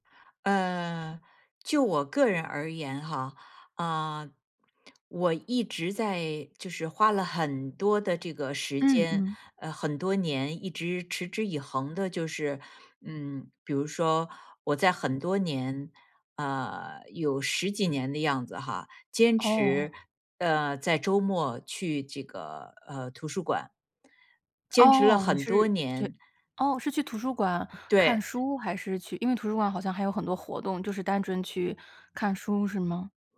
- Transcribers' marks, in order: none
- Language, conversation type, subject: Chinese, podcast, 你觉得有什么事情值得你用一生去拼搏吗？